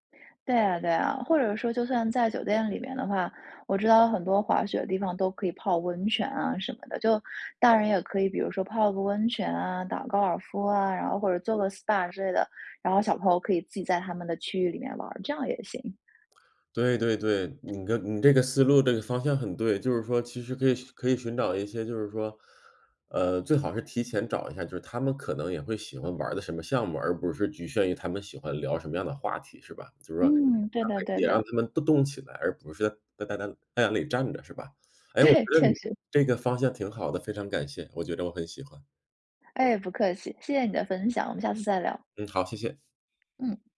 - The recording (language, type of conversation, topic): Chinese, advice, 旅行时我很紧张，怎样才能减轻旅行压力和焦虑？
- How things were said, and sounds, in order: other background noise; unintelligible speech; laughing while speaking: "对"